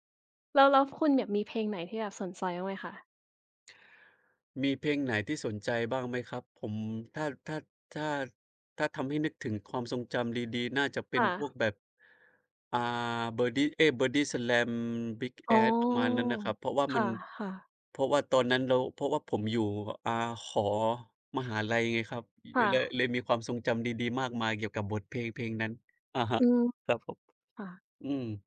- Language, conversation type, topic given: Thai, unstructured, เพลงไหนที่ฟังแล้วทำให้คุณนึกถึงความทรงจำดีๆ?
- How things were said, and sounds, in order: "สนใจ" said as "สนไซ"